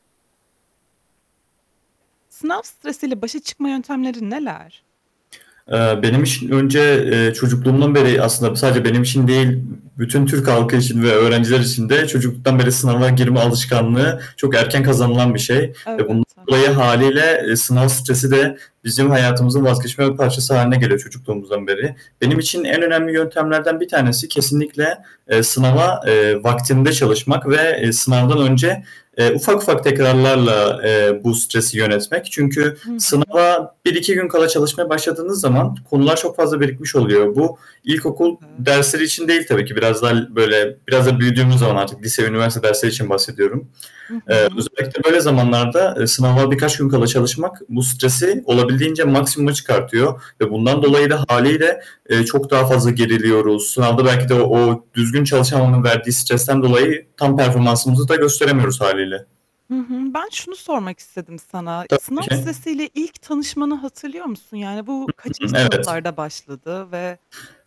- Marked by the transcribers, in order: static; distorted speech; unintelligible speech; other background noise; tapping; throat clearing
- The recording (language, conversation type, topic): Turkish, podcast, Sınav stresiyle başa çıkmak için hangi yöntemleri kullanıyorsun?